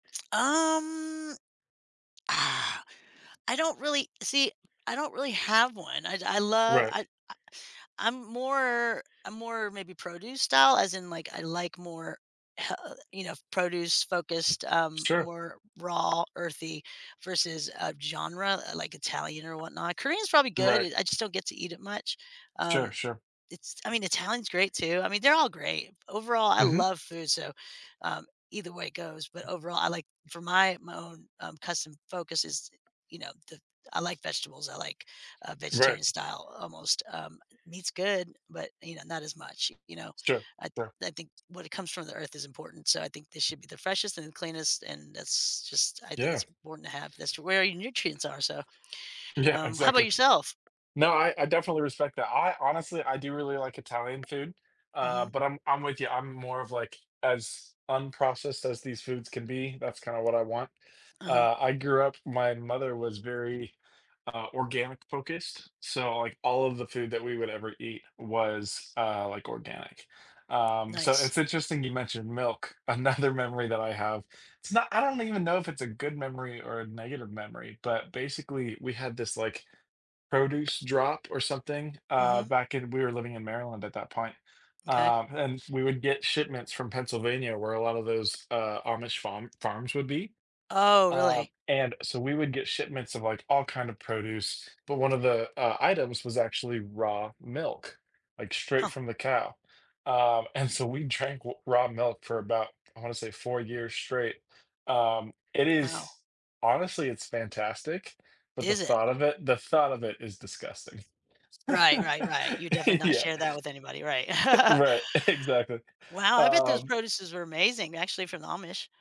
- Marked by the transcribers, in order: drawn out: "Um"; tapping; other background noise; background speech; laughing while speaking: "another"; chuckle; laughing while speaking: "Yeah"; chuckle; laughing while speaking: "exactly"
- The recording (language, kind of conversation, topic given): English, unstructured, How do certain foods bring back memories from your childhood?
- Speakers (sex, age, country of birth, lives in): female, 45-49, United States, United States; male, 20-24, United States, United States